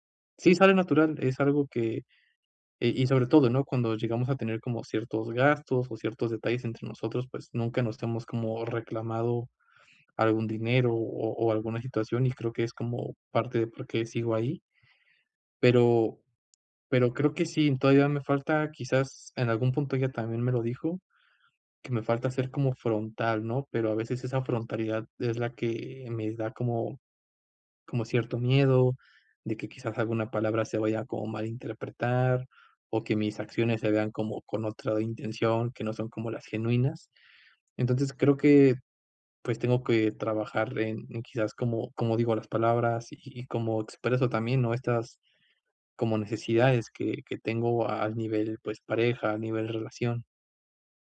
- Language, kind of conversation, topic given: Spanish, advice, ¿Cómo puedo comunicar lo que necesito sin sentir vergüenza?
- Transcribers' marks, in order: none